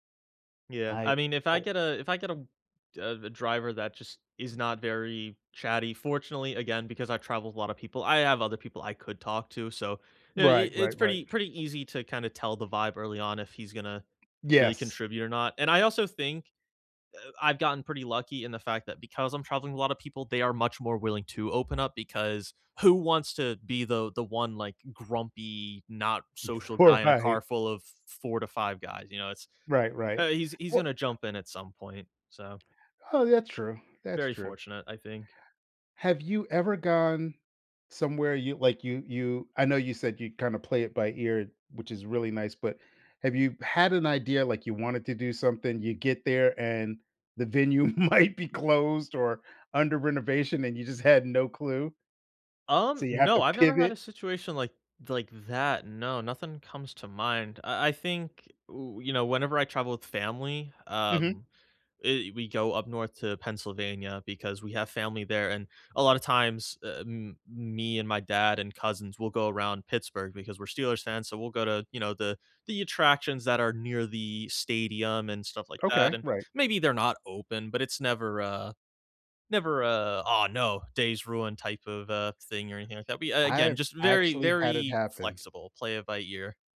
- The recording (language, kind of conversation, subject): English, unstructured, How should I decide what to learn beforehand versus discover in person?
- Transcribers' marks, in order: unintelligible speech; laughing while speaking: "Right"; laughing while speaking: "might"; tapping